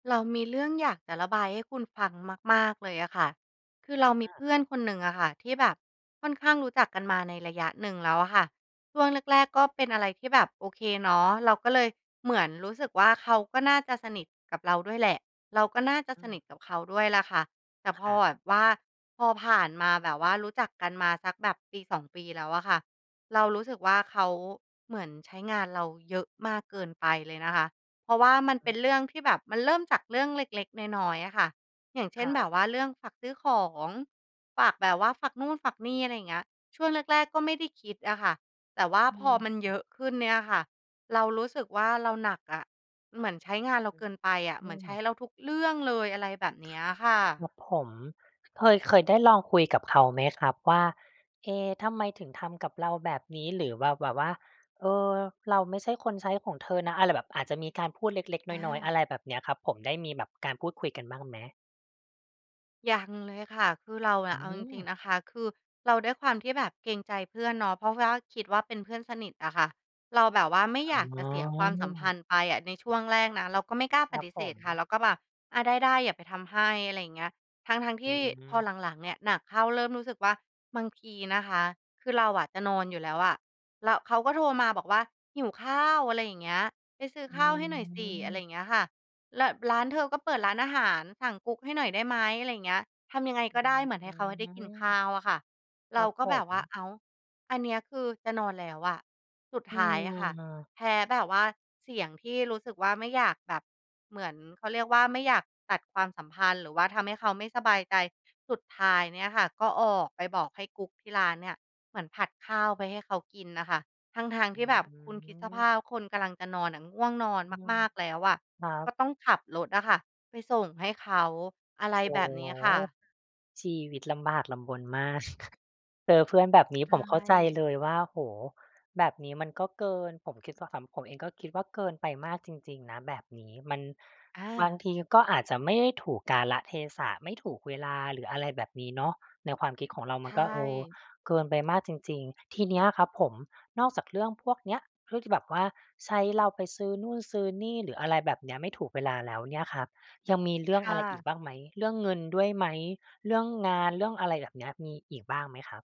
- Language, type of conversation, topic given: Thai, advice, ควรตั้งขอบเขตกับเพื่อนที่เอาเปรียบเราเกินไปอย่างไร?
- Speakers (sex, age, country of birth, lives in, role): female, 35-39, Thailand, Thailand, user; other, 35-39, Thailand, Thailand, advisor
- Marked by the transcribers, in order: drawn out: "อืม"; drawn out: "อืม"; drawn out: "อืม"; chuckle